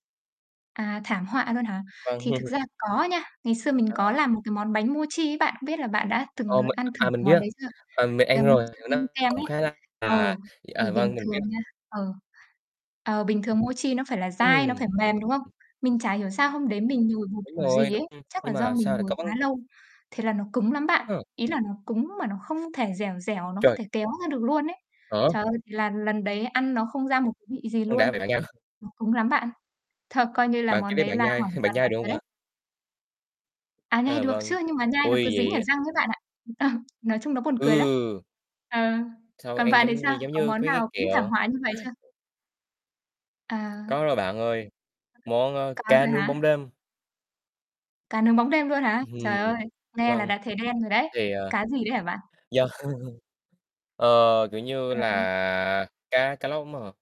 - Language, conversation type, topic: Vietnamese, unstructured, Bạn đã từng thử nấu một món ăn mới chưa?
- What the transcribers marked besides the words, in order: laugh; tapping; distorted speech; other background noise; static; laughing while speaking: "nha"; laughing while speaking: "nhai"; laughing while speaking: "Ờ"; laughing while speaking: "bạn"; laugh; laughing while speaking: "Ừm"; laughing while speaking: "yeah"